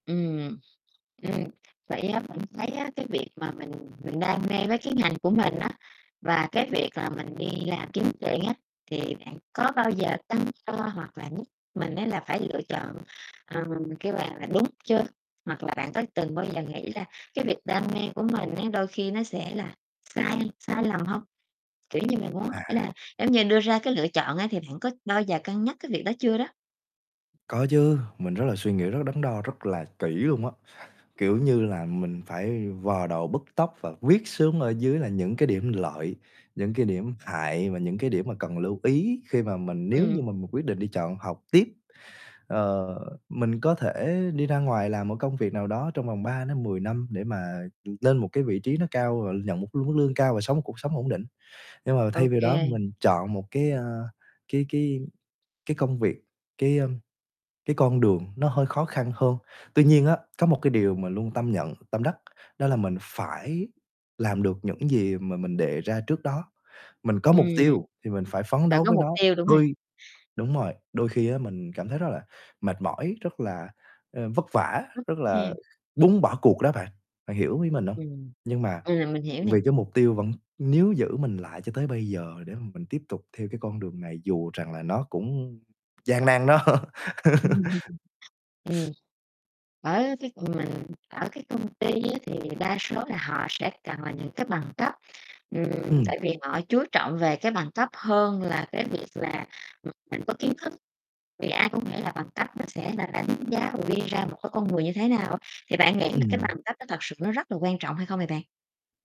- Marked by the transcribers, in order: other background noise; distorted speech; mechanical hum; tapping; unintelligible speech; unintelligible speech; laughing while speaking: "Ừm"; laughing while speaking: "đó"; laugh
- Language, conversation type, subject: Vietnamese, podcast, Sau khi tốt nghiệp, bạn chọn học tiếp hay đi làm ngay?